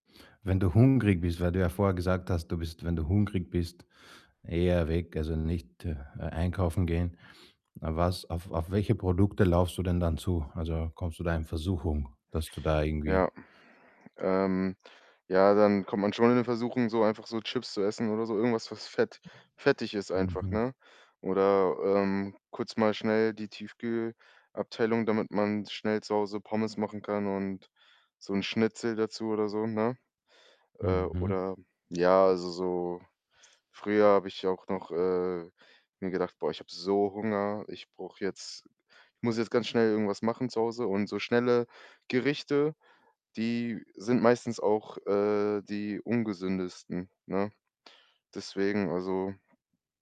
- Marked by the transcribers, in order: "läufst" said as "laufst"; other background noise; distorted speech
- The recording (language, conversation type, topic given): German, podcast, Welche Tricks nutzt du beim Einkaufen, um dich gesund zu ernähren?